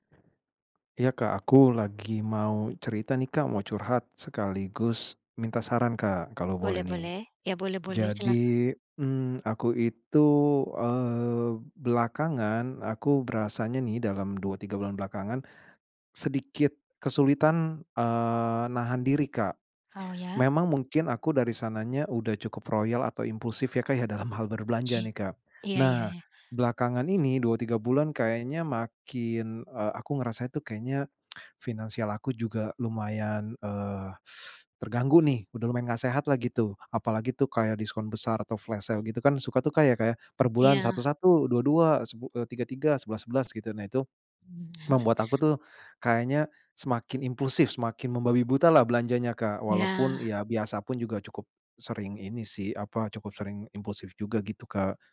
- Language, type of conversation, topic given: Indonesian, advice, Bagaimana cara menahan diri saat ada diskon besar atau obral kilat?
- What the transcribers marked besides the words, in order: other background noise; tapping; chuckle; lip smack; teeth sucking; in English: "flash sale"; tsk; chuckle